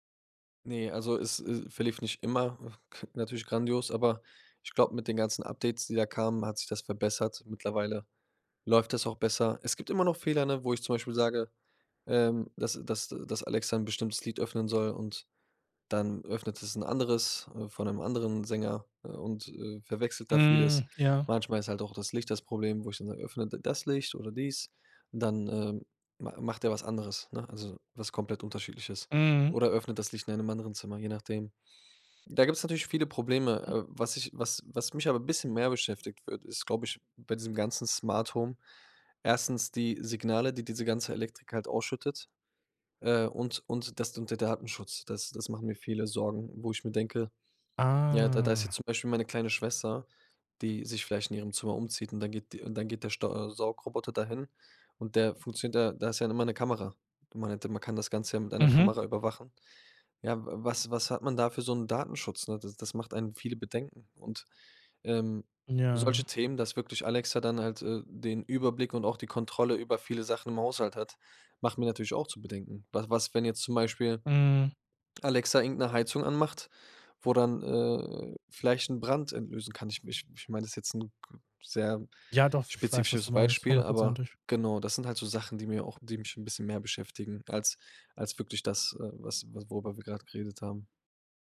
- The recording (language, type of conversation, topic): German, podcast, Wie beeinflusst ein Smart-Home deinen Alltag?
- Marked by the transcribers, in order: drawn out: "Ah"